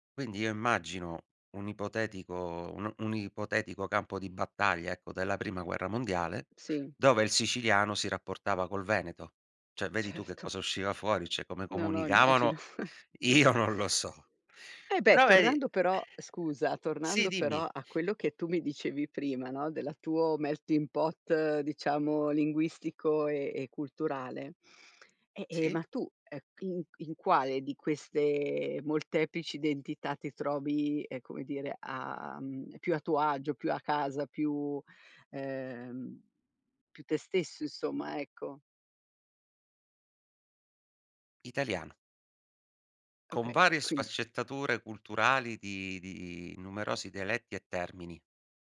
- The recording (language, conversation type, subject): Italian, podcast, Che ruolo ha la lingua nella tua identità?
- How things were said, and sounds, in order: "Cioè" said as "ceh"; "Cioè" said as "ceh"; chuckle; laughing while speaking: "io"; in English: "melting pot"